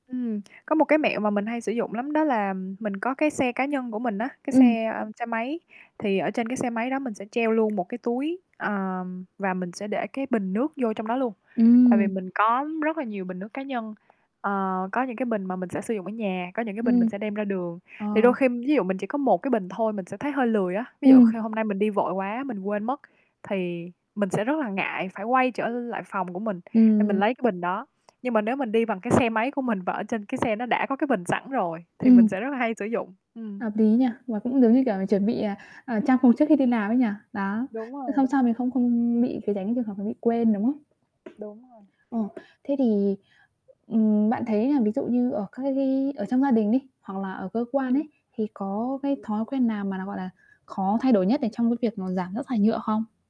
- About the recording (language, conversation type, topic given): Vietnamese, podcast, Bạn có thể chia sẻ những cách hiệu quả để giảm rác nhựa trong đời sống hằng ngày không?
- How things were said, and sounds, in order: static; other background noise; tapping